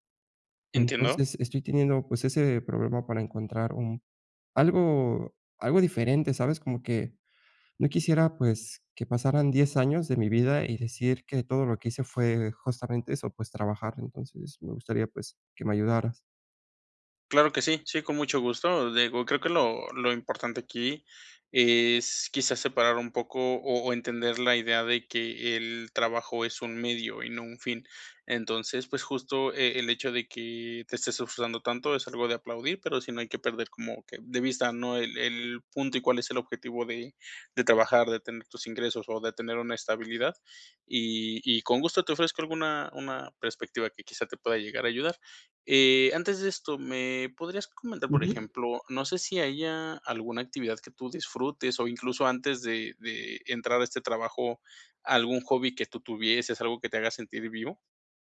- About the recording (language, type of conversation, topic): Spanish, advice, ¿Cómo puedo encontrar un propósito fuera de mi trabajo?
- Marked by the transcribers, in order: "Digo" said as "dego"